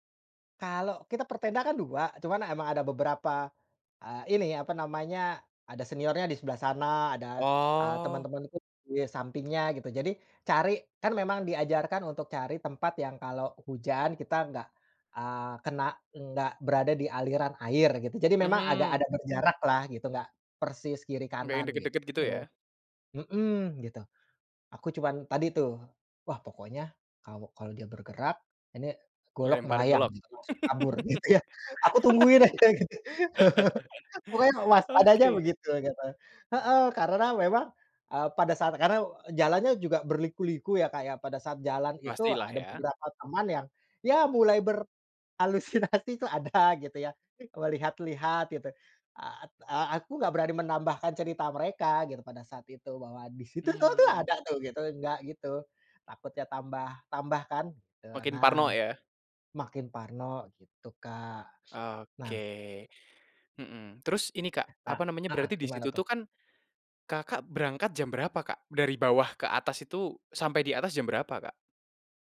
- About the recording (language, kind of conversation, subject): Indonesian, podcast, Apa momen paling bikin kamu merasa penasaran waktu jalan-jalan?
- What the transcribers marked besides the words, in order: laughing while speaking: "aja, gitu"; laugh; chuckle; laughing while speaking: "berhalusinasi tuh ada"; other background noise